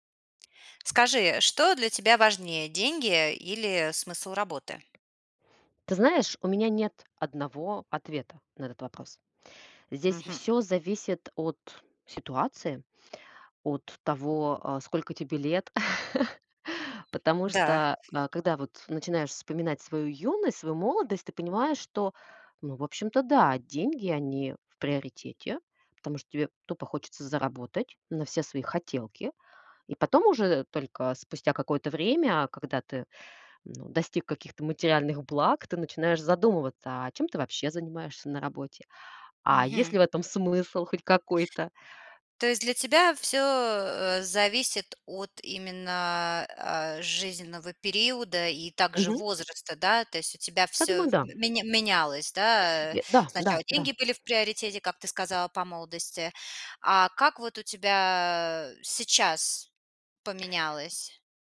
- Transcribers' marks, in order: tapping; other background noise; chuckle; other noise
- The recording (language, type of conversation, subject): Russian, podcast, Что для тебя важнее: деньги или смысл работы?